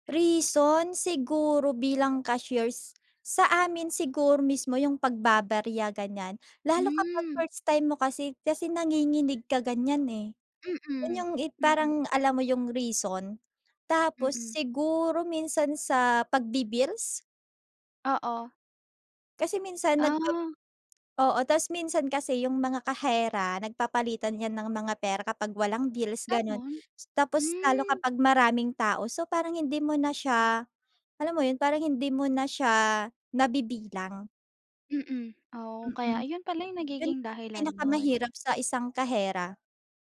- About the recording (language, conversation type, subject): Filipino, podcast, Ano ang pinakamalaking hamon na naranasan mo sa trabaho?
- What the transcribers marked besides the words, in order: other background noise; tapping